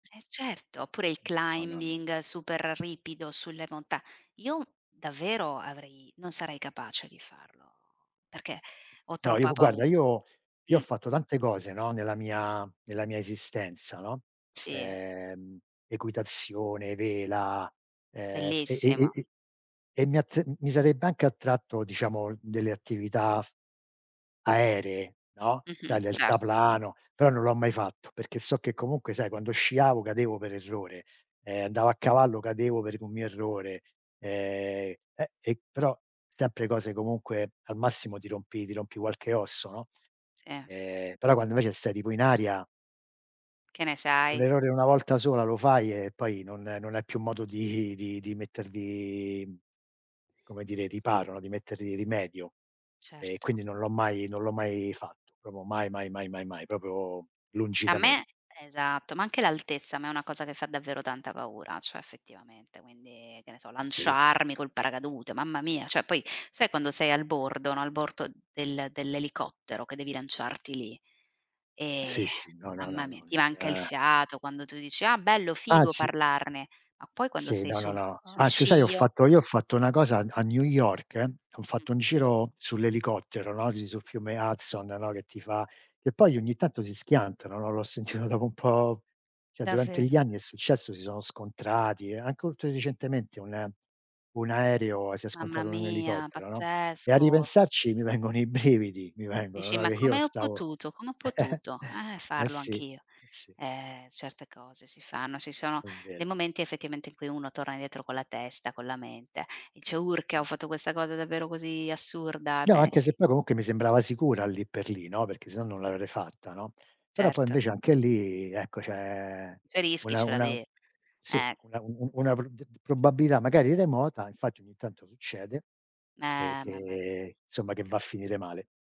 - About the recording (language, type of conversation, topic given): Italian, unstructured, Pensi che sia importante parlare della propria morte?
- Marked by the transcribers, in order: in English: "climbing"; "proprio" said as "propio"; other background noise; "proprio" said as "propio"; "cioè" said as "ceh"; "cioè" said as "ceh"; sigh; laughing while speaking: "sentito"; "cioè" said as "ceh"; laughing while speaking: "vengono i brividi"; laughing while speaking: "che io"; giggle